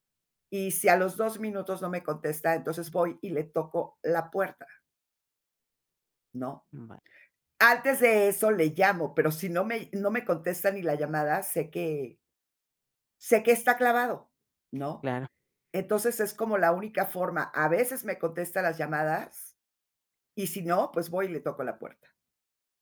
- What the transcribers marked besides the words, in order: none
- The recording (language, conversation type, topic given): Spanish, podcast, ¿Cómo decides cuándo llamar en vez de escribir?